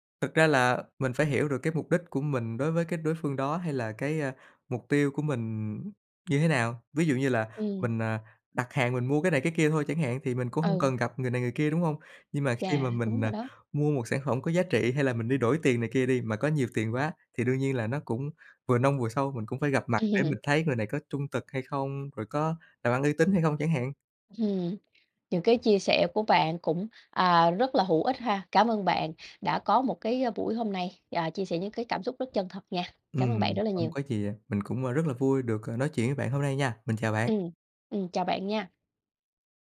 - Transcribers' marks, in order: tapping; chuckle
- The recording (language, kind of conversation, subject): Vietnamese, podcast, Theo bạn, việc gặp mặt trực tiếp còn quan trọng đến mức nào trong thời đại mạng?